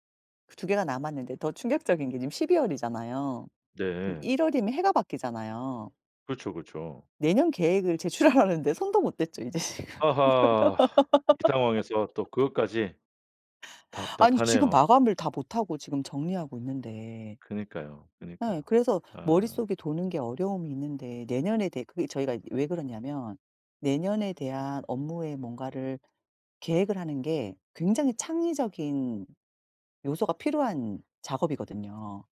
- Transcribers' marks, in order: laughing while speaking: "제출하라는데"; other background noise; sigh; laughing while speaking: "이제 지금"; laugh
- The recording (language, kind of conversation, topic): Korean, advice, 마감 압박 때문에 창작이 막혀 작업을 시작하지 못할 때 어떻게 해야 하나요?